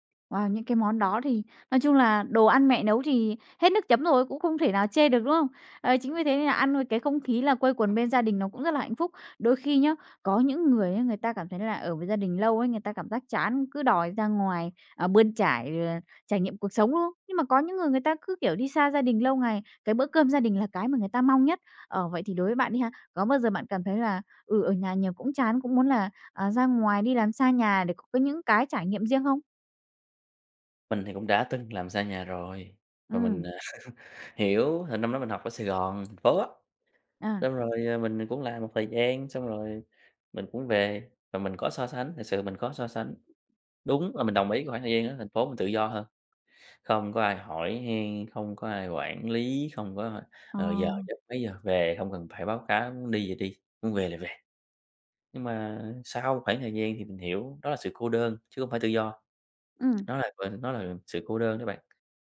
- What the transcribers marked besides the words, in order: other background noise; tapping; laugh
- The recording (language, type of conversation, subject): Vietnamese, podcast, Gia đình bạn có truyền thống nào khiến bạn nhớ mãi không?